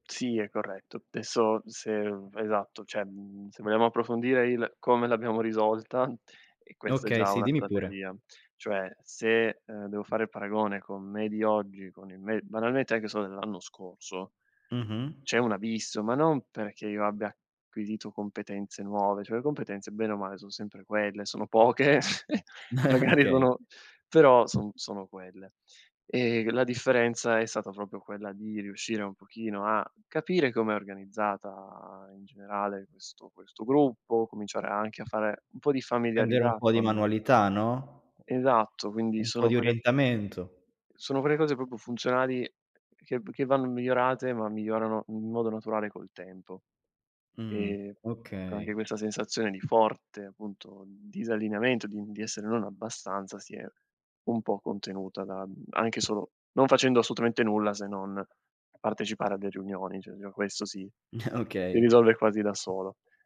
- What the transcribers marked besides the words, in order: "Adesso" said as "desso"; "cioè" said as "ceh"; other background noise; chuckle; laughing while speaking: "poche"; drawn out: "organizzata"; tapping; "proprio" said as "propo"; chuckle
- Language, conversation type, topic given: Italian, podcast, Cosa fai quando ti senti di non essere abbastanza?